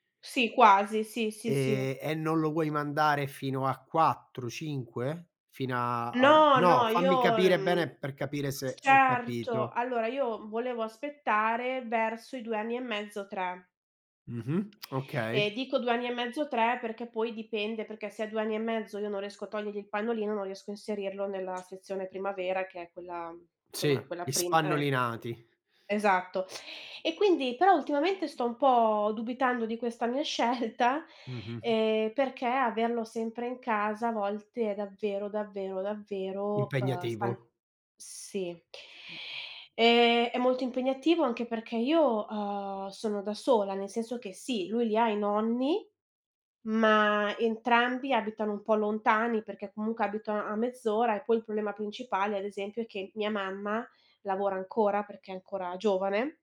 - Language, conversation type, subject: Italian, advice, Com’è diventare genitore per la prima volta e come stai gestendo la nuova routine?
- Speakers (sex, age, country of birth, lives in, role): female, 30-34, Italy, Italy, user; male, 45-49, Italy, Italy, advisor
- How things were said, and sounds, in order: other background noise; tongue click; tapping; laughing while speaking: "scelta"; inhale